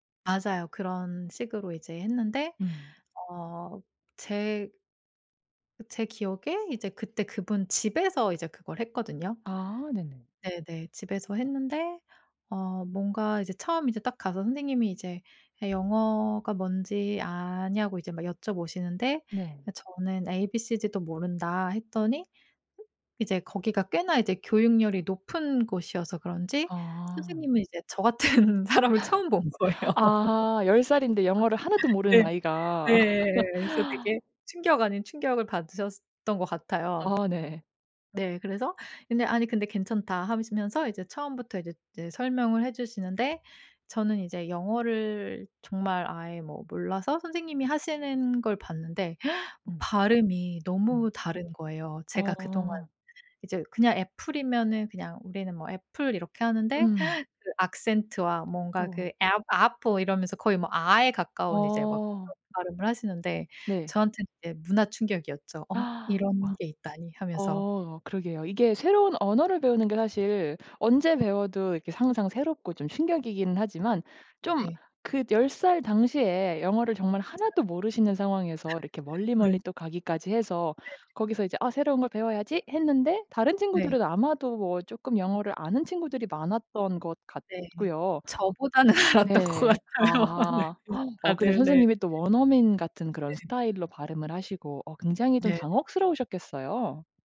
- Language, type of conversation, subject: Korean, podcast, 가장 기억에 남는 선생님 이야기를 들려줄래?
- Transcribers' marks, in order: other background noise; laughing while speaking: "저 같은 사람을 처음 본 거예요"; laugh; laugh; gasp; gasp; put-on voice: "app apple"; tapping; gasp; laugh; laughing while speaking: "알았던 것 같아요. 아 네 네"; gasp